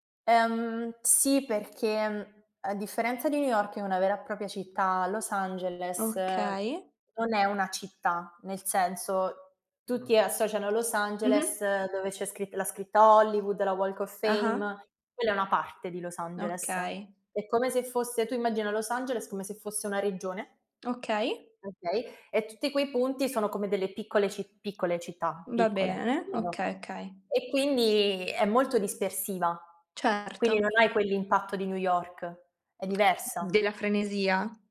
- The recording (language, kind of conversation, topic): Italian, unstructured, C’è un momento speciale che ti fa sempre sorridere?
- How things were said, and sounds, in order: background speech; "okay" said as "kay"; "cioè" said as "ceh"; tongue click